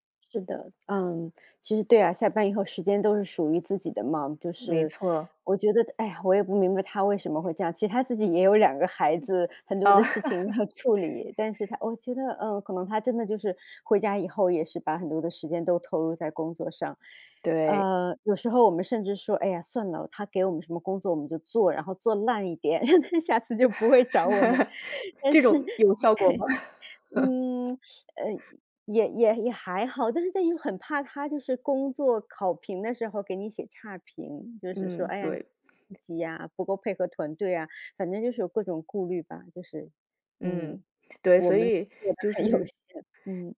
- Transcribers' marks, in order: other noise; laugh; laughing while speaking: "很多的事情要处理"; chuckle; laugh; laughing while speaking: "下次就不会找我们"; chuckle; tsk; laughing while speaking: "做的很有限"
- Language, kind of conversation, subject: Chinese, advice, 我该如何在与同事或上司相处时设立界限，避免总是接手额外任务？